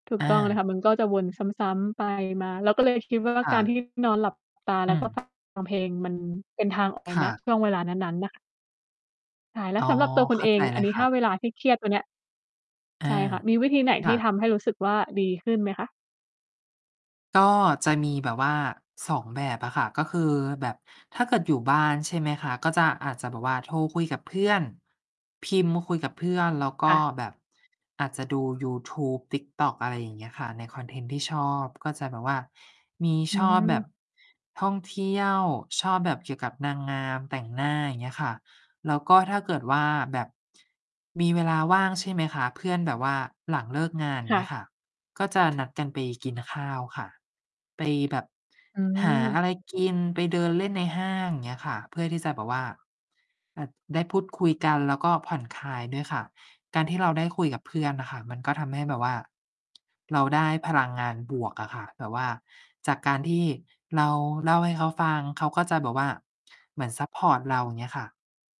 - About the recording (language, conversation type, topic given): Thai, unstructured, เวลาคุณรู้สึกเครียด คุณทำอย่างไรถึงจะผ่อนคลาย?
- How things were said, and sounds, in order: distorted speech; other background noise; tapping